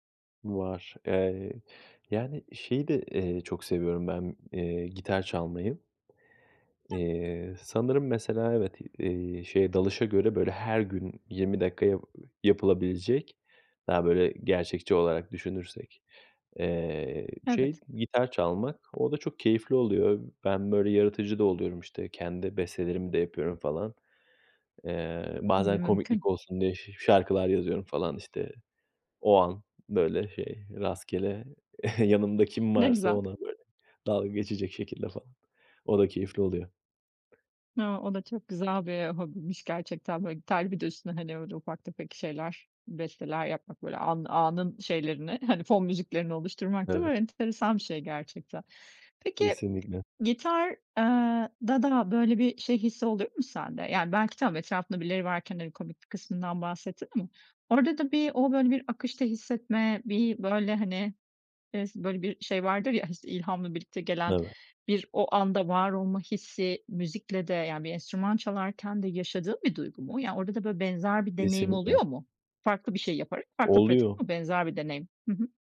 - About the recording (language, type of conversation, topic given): Turkish, podcast, Günde sadece yirmi dakikanı ayırsan hangi hobiyi seçerdin ve neden?
- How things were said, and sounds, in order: other background noise; chuckle